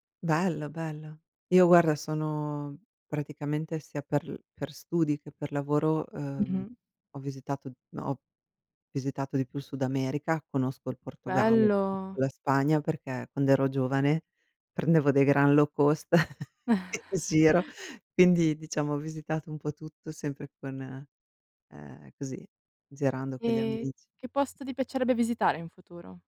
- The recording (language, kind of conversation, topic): Italian, unstructured, Cosa ti piace fare quando esplori un posto nuovo?
- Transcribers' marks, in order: drawn out: "sono"; other background noise; drawn out: "Bello"; in English: "low-cost"; chuckle